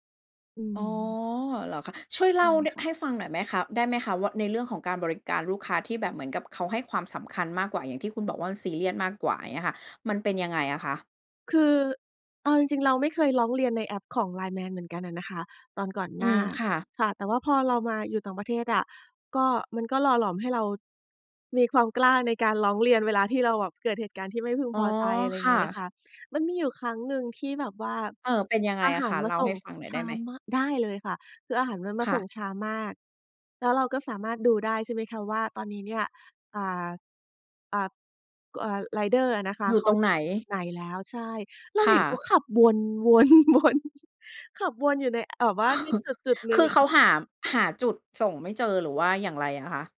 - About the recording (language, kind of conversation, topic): Thai, podcast, คุณช่วยเล่าให้ฟังหน่อยได้ไหมว่าแอปไหนที่ช่วยให้ชีวิตคุณง่ายขึ้น?
- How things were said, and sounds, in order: laughing while speaking: "วน ๆ"; chuckle